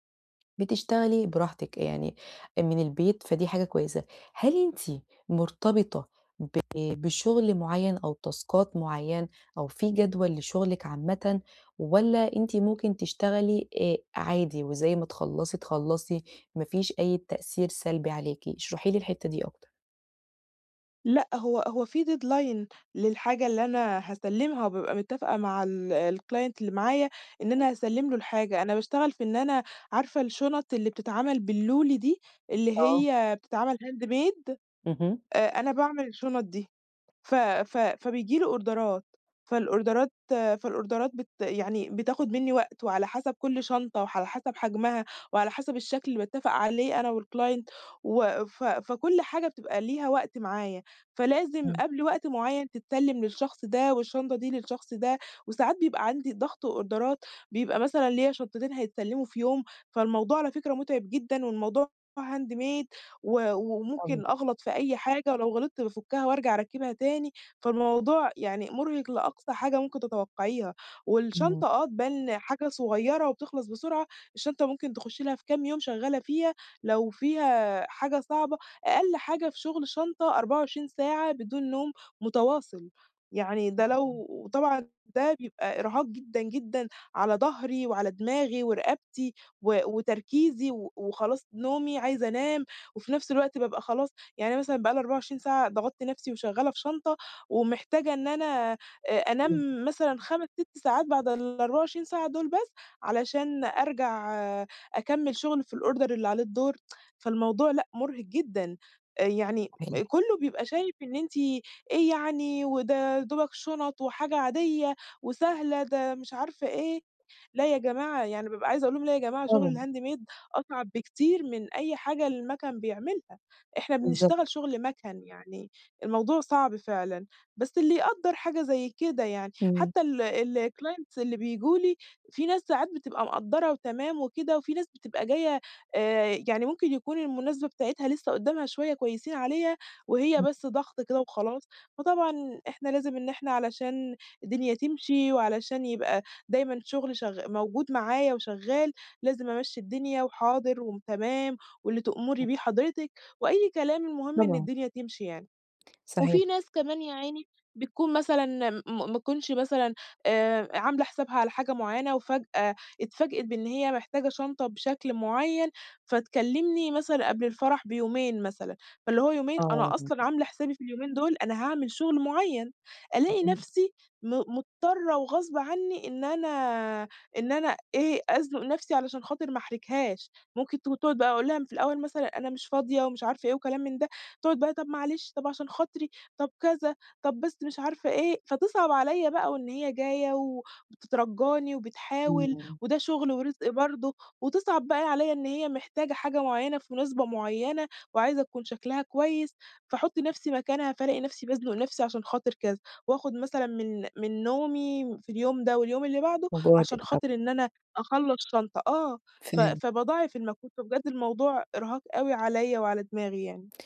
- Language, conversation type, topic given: Arabic, advice, إزاي آخد بريكات قصيرة وفعّالة في الشغل من غير ما أحس بالذنب؟
- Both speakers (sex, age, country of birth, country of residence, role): female, 20-24, Egypt, Egypt, user; female, 30-34, Egypt, Portugal, advisor
- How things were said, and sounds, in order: other background noise; in English: "تاسكات"; in English: "deadline"; in English: "الclient"; unintelligible speech; in English: "handmade؟"; in English: "أوردرات، فالأوردرات فالأوردرات"; in English: "والclient"; in English: "أوردرات"; in English: "handmade"; unintelligible speech; unintelligible speech; in English: "الorder"; tsk; in English: "الhandmade"; in English: "الclients"; tapping; unintelligible speech